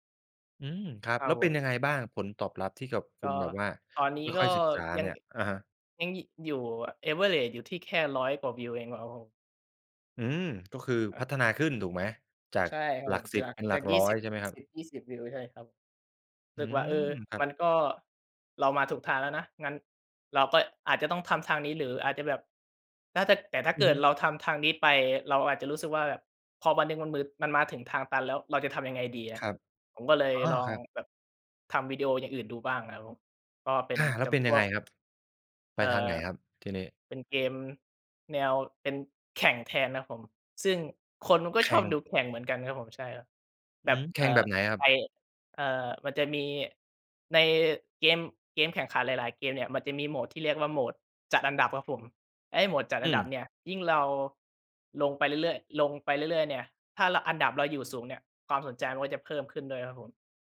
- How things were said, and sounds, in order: other noise; in English: "average"; tapping; other background noise
- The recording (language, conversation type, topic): Thai, podcast, การใช้สื่อสังคมออนไลน์มีผลต่อวิธีสร้างผลงานของคุณไหม?